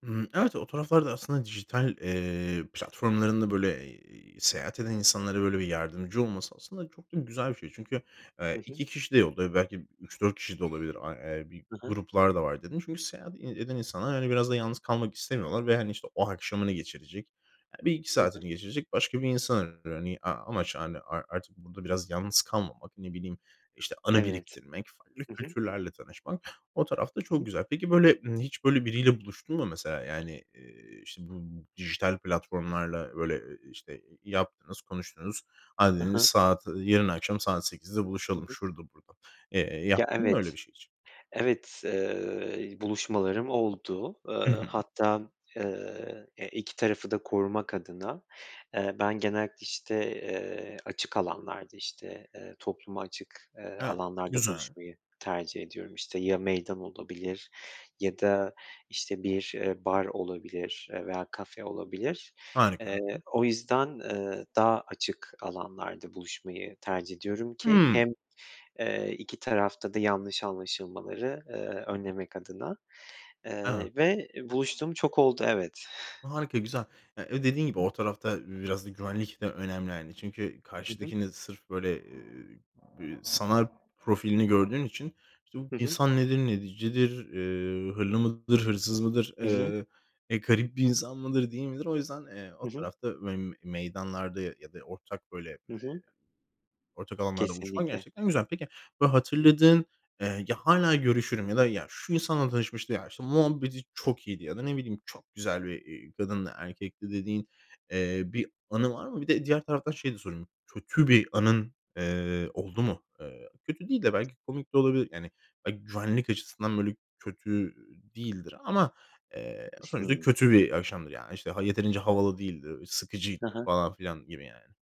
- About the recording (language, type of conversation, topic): Turkish, podcast, Yalnız seyahat ederken yeni insanlarla nasıl tanışılır?
- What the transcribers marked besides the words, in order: unintelligible speech; other background noise; unintelligible speech; tapping; "necidir" said as "nedicidir"; unintelligible speech